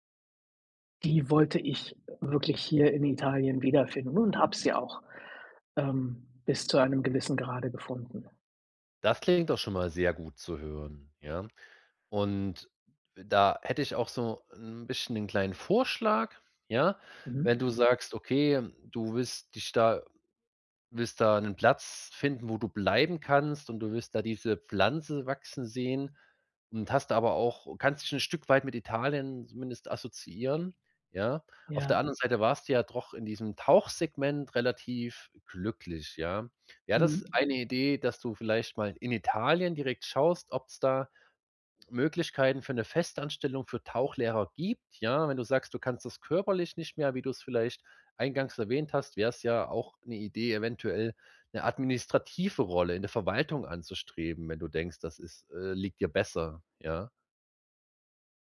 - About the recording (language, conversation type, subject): German, advice, Wie kann ich besser mit der ständigen Unsicherheit in meinem Leben umgehen?
- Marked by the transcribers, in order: none